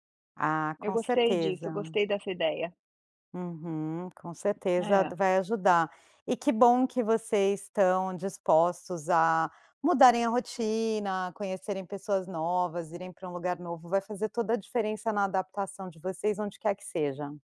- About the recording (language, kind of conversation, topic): Portuguese, advice, Como posso começar a decidir uma escolha de vida importante quando tenho opções demais e fico paralisado?
- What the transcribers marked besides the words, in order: tapping